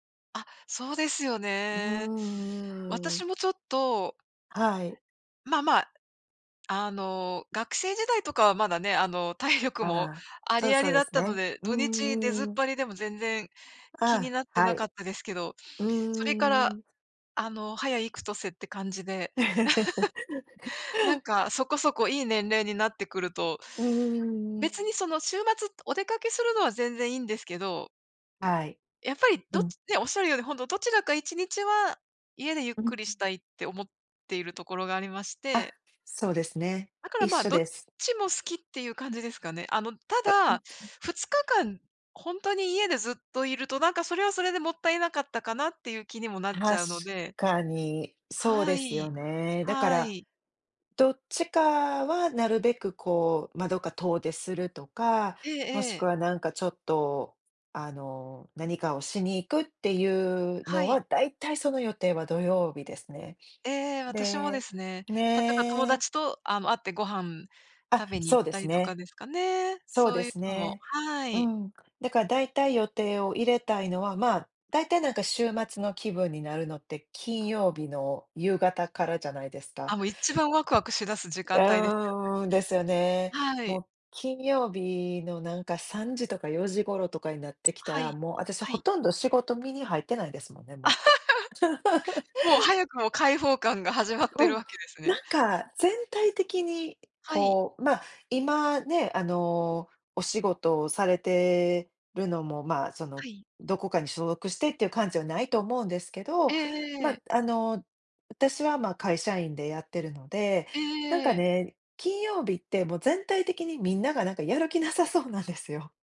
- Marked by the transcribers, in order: laugh; laugh; unintelligible speech
- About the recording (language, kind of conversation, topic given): Japanese, unstructured, 休日はアクティブに過ごすのとリラックスして過ごすのと、どちらが好きですか？